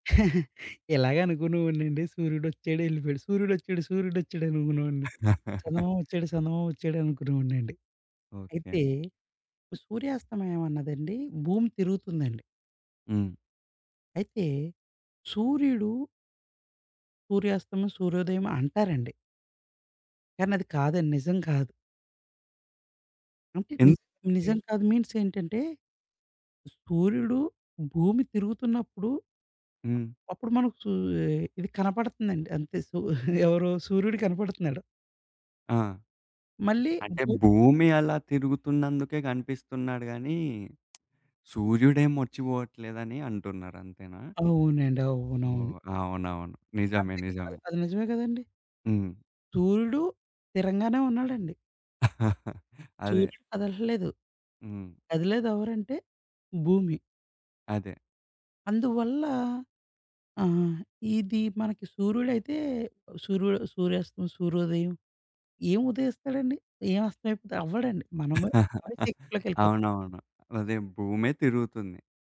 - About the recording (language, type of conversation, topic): Telugu, podcast, సూర్యాస్తమయం చూసిన తర్వాత మీ దృష్టికోణంలో ఏ మార్పు వచ్చింది?
- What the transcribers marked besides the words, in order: chuckle; laugh; other background noise; in English: "మీన్స్"; chuckle; tapping; chuckle; chuckle